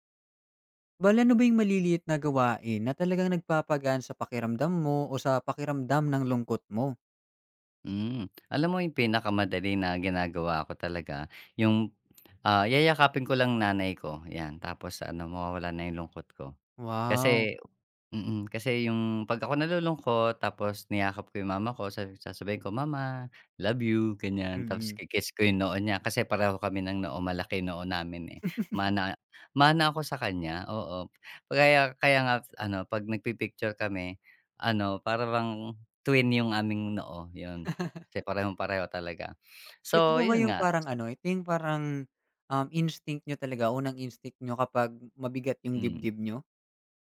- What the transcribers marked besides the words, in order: tapping; swallow; chuckle; chuckle
- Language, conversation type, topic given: Filipino, podcast, Anong maliit na gawain ang nakapagpapagaan sa lungkot na nararamdaman mo?